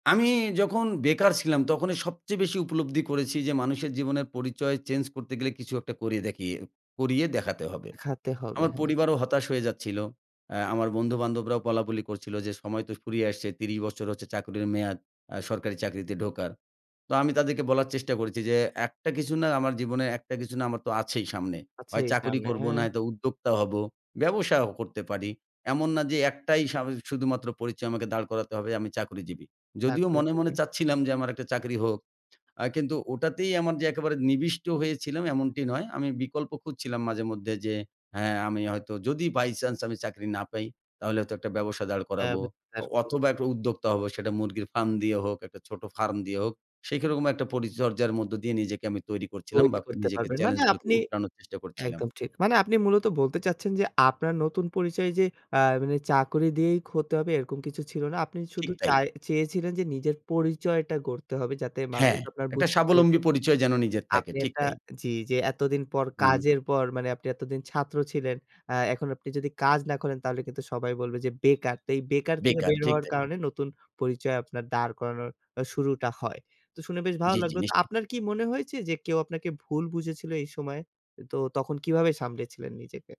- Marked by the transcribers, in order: "চাকরিজীবী" said as "তাকরইজীবী"; unintelligible speech; "সেরকম" said as "সেইখেরম"; other background noise
- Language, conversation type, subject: Bengali, podcast, আপনি কীভাবে পরিবার ও বন্ধুদের সামনে নতুন পরিচয় তুলে ধরেছেন?